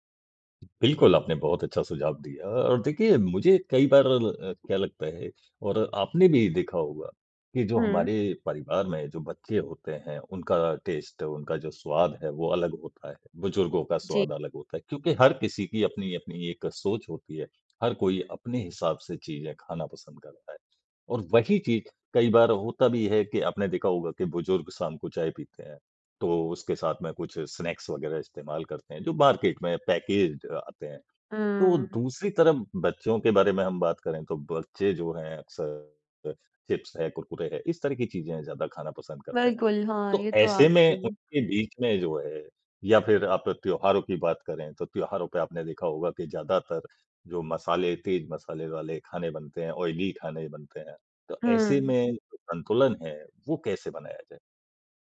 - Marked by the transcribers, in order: other background noise; in English: "टेस्ट"; in English: "स्नैक्स"; in English: "मार्केट"; in English: "पैकेज्ड"; in English: "ऑयली"
- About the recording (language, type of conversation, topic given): Hindi, podcast, बजट में स्वस्थ भोजन की योजना कैसे बनाएं?